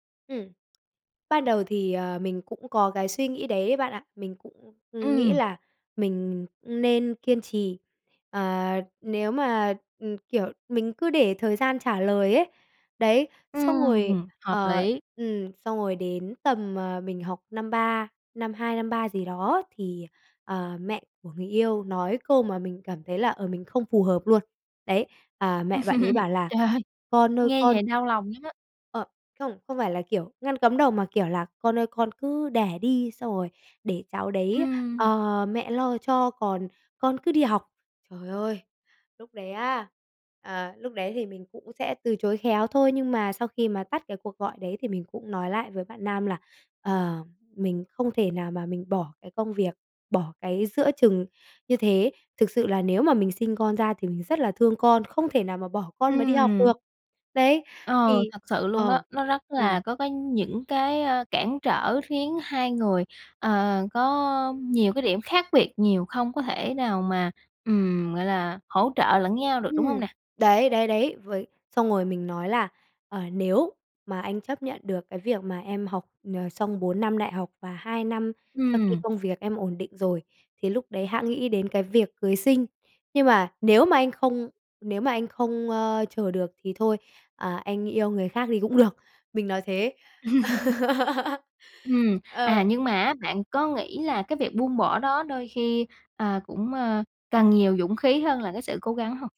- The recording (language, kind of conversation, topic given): Vietnamese, podcast, Bạn làm sao để biết khi nào nên kiên trì hay buông bỏ?
- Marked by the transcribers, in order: tapping; laugh; laugh; laugh